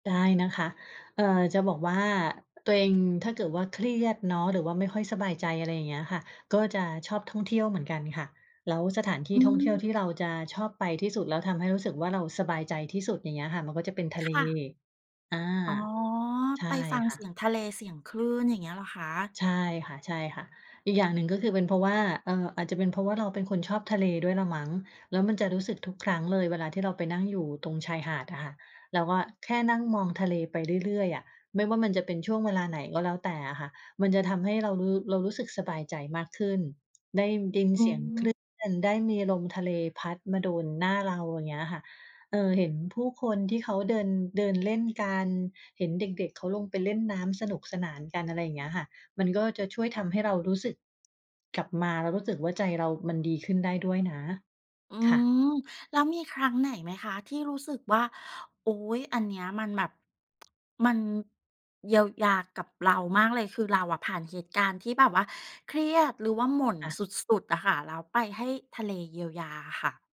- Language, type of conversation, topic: Thai, podcast, เล่าเรื่องหนึ่งที่คุณเคยเจอแล้วรู้สึกว่าได้เยียวยาจิตใจให้ฟังหน่อยได้ไหม?
- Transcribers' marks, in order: tsk